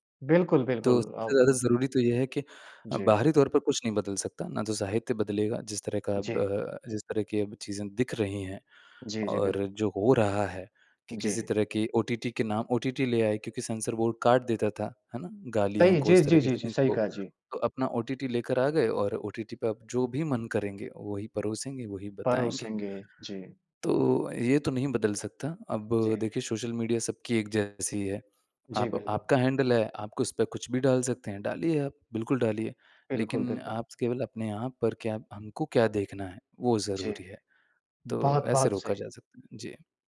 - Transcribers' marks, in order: in English: "सीन्स"; in English: "हैंडल"
- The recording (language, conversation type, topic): Hindi, podcast, आप संवाद में हास्य का उपयोग कब और कैसे करते हैं?